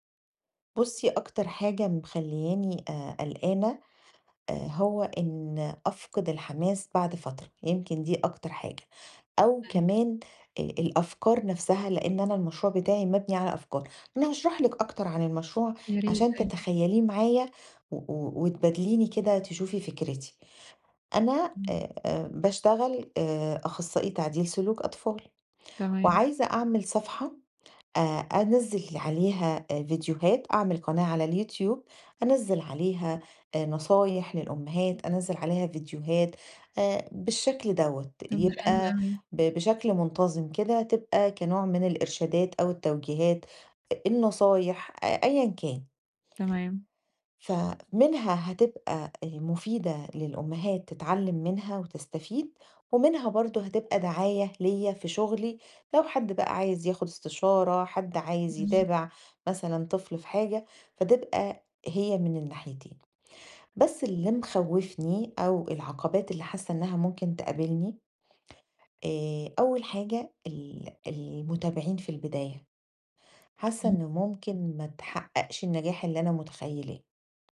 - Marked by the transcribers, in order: other background noise; tapping
- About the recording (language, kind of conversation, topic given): Arabic, advice, إزاي أعرف العقبات المحتملة بدري قبل ما أبدأ مشروعي؟